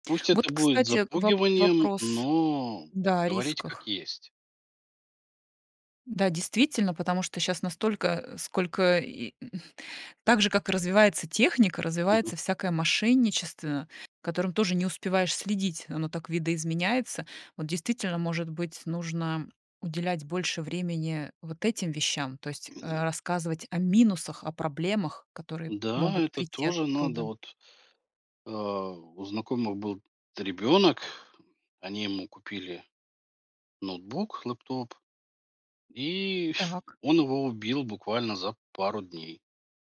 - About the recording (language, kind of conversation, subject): Russian, podcast, Нужно ли подросткам иметь смартфон?
- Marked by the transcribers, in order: other noise